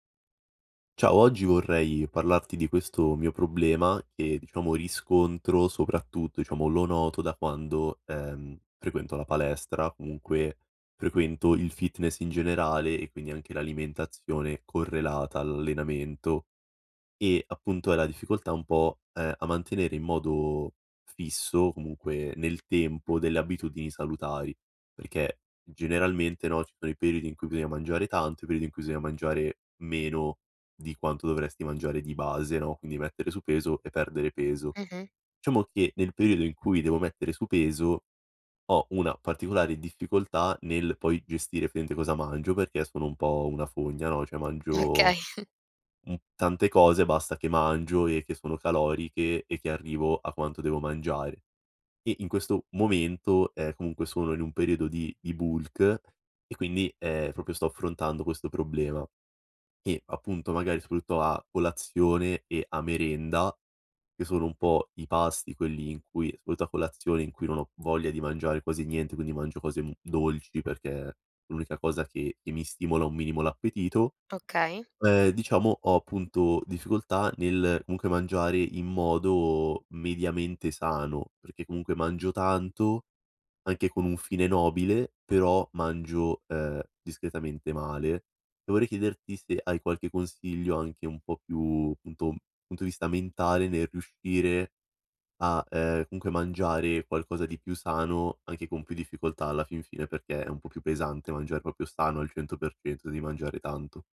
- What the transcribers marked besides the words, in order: "praticamente" said as "pratimente"; laughing while speaking: "Okay"; in English: "bulk"; "proprio" said as "propio"; "proprio" said as "propio"
- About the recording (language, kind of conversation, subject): Italian, advice, Come posso mantenere abitudini sane quando viaggio o nei fine settimana fuori casa?